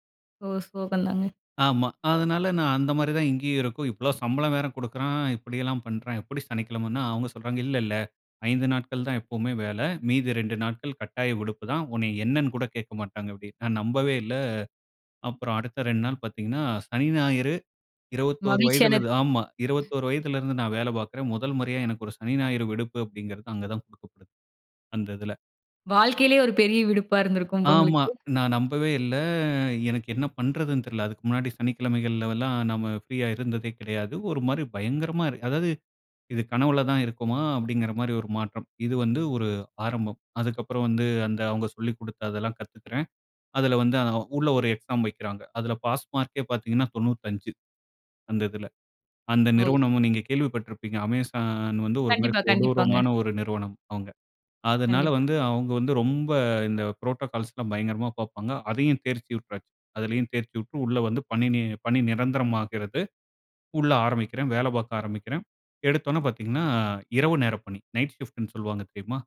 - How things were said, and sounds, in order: other background noise; other noise; in English: "புரோட்டோகால்ஸ்லாம்"
- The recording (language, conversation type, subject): Tamil, podcast, ஒரு வேலை அல்லது படிப்பு தொடர்பான ஒரு முடிவு உங்கள் வாழ்க்கையை எவ்வாறு மாற்றியது?